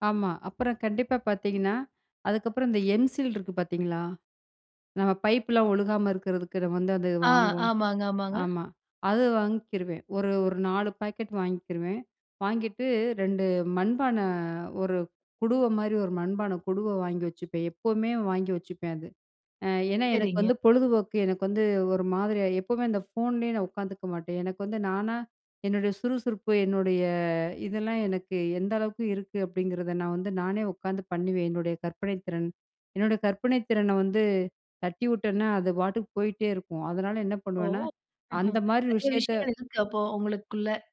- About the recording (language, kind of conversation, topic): Tamil, podcast, சிறு செலவில் மிகப் பெரிய மகிழ்ச்சி தரும் பொழுதுபோக்கு எது?
- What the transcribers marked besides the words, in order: other background noise; chuckle